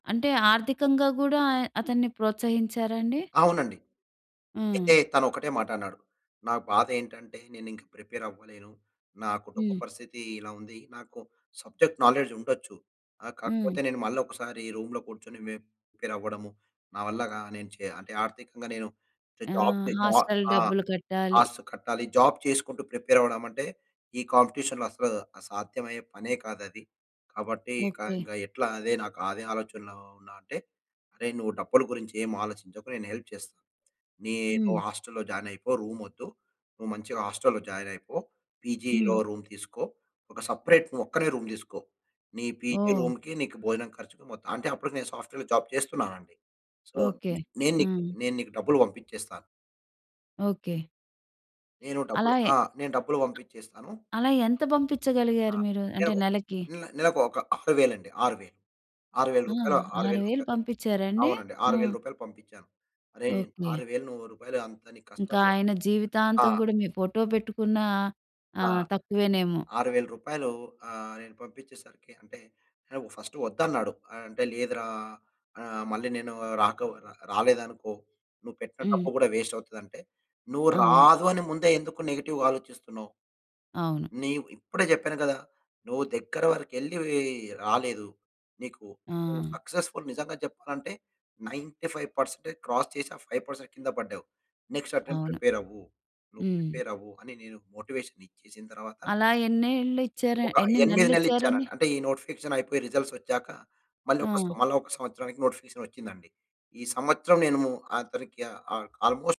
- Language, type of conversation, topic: Telugu, podcast, ప్రోత్సాహం తగ్గిన సభ్యుడిని మీరు ఎలా ప్రేరేపిస్తారు?
- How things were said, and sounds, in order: in English: "సబ్జెక్ట్ నాలెడ్జ్"; in English: "రూమ్‌లో"; in English: "జాబ్"; in English: "హాస్టల్"; in English: "జాబ్"; in English: "కాంపిటిషన్‌లో"; in English: "హెల్ప్"; in English: "పీజీలో రూమ్"; in English: "సపరేట్"; in English: "రూమ్"; in English: "పీజీ రూమ్‌కి"; in English: "సాఫ్ట్‌వేర్‌లో జాబ్"; in English: "సో"; other background noise; other noise; in English: "ఫస్ట్"; in English: "నెగెటివ్"; in English: "సక్సెస్‌ఫుల్"; in English: "నైన్టీ ఫైవ్ పెర్సెంట్ క్రాస్"; in English: "ఫైవ్ పర్సెంట్"; in English: "నెక్స్ట్ అటెంప్ట్"; in English: "మోటివేషన్"